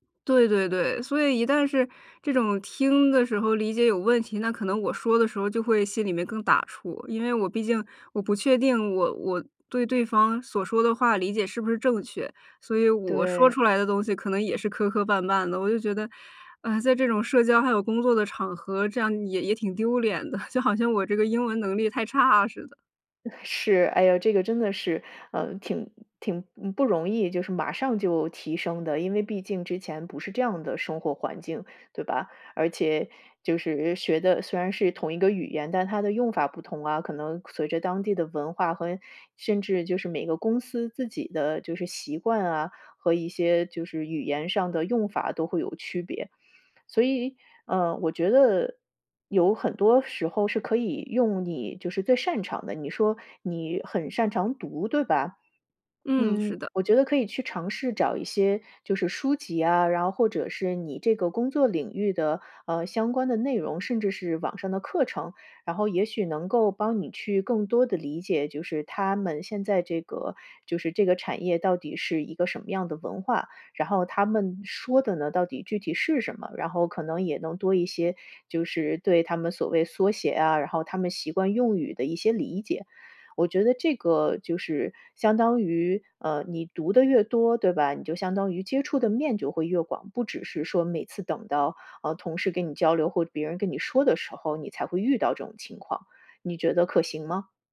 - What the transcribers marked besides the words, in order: none
- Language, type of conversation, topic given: Chinese, advice, 语言障碍如何在社交和工作中给你带来压力？